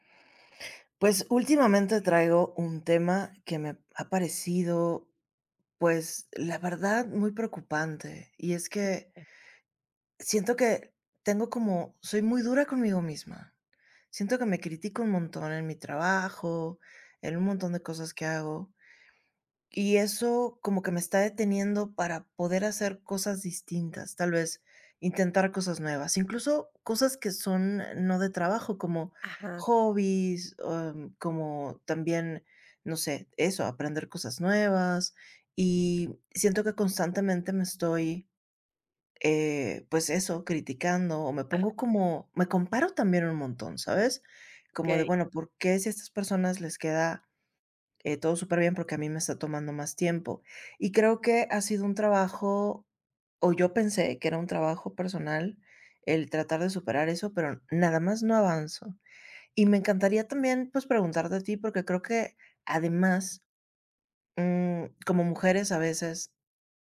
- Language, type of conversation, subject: Spanish, advice, ¿Cómo puedo manejar mi autocrítica constante para atreverme a intentar cosas nuevas?
- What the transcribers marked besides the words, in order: other noise; other background noise; tapping